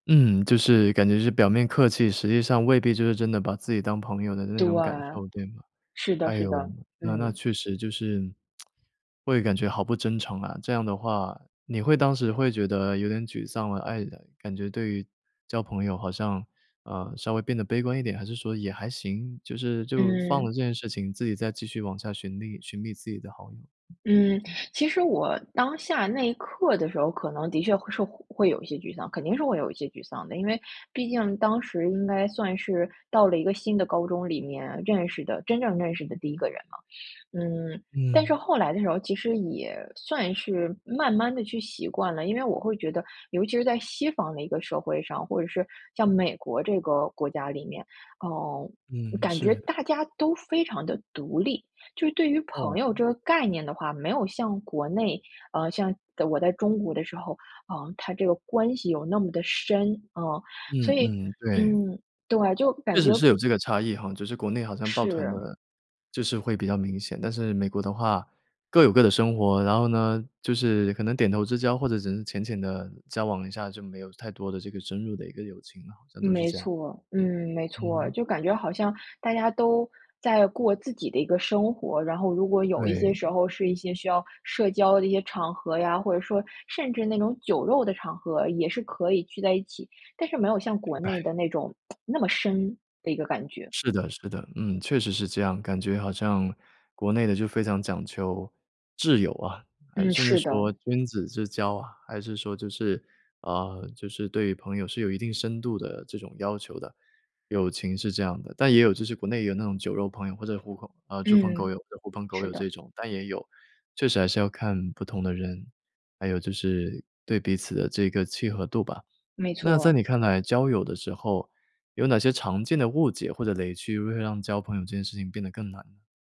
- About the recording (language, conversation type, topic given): Chinese, podcast, 在异国交朋友时，最难克服的是什么？
- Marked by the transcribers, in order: tsk; unintelligible speech; other background noise; tsk